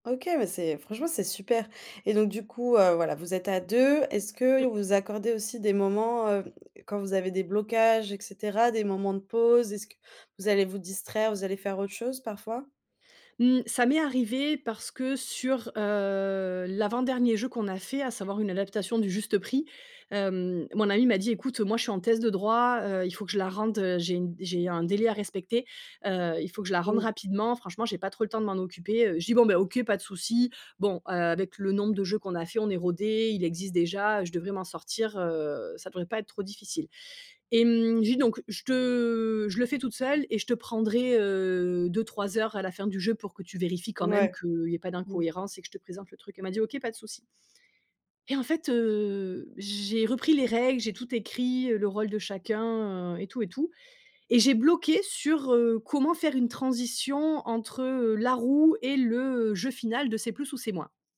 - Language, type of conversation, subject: French, podcast, Comment fais-tu pour sortir d’un blocage créatif ?
- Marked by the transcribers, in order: other background noise; tapping